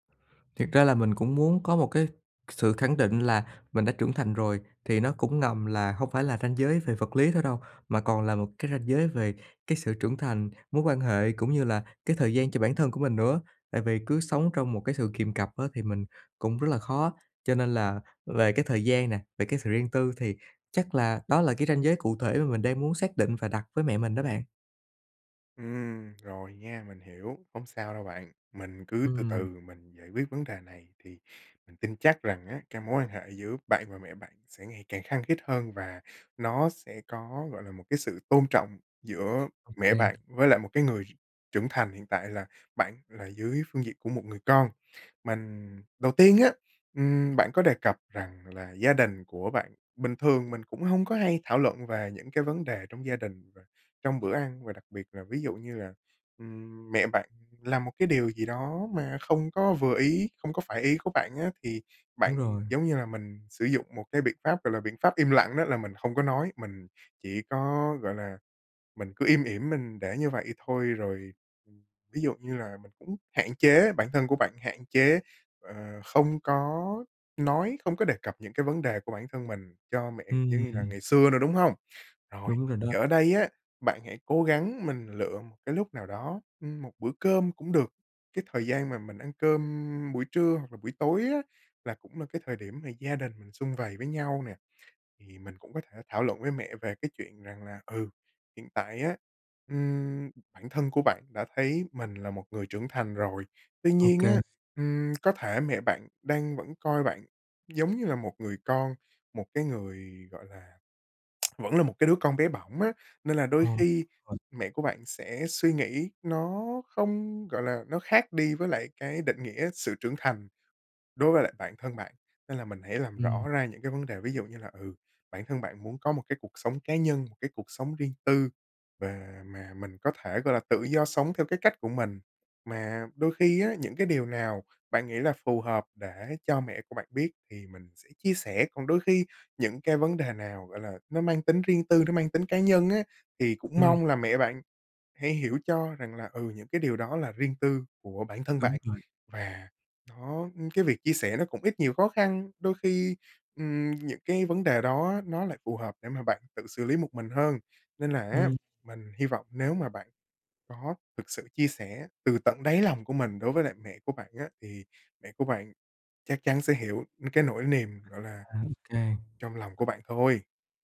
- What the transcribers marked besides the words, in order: tapping; other background noise; lip smack; tsk; unintelligible speech; lip smack
- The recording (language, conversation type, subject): Vietnamese, advice, Làm sao tôi có thể đặt ranh giới với người thân mà không gây xung đột?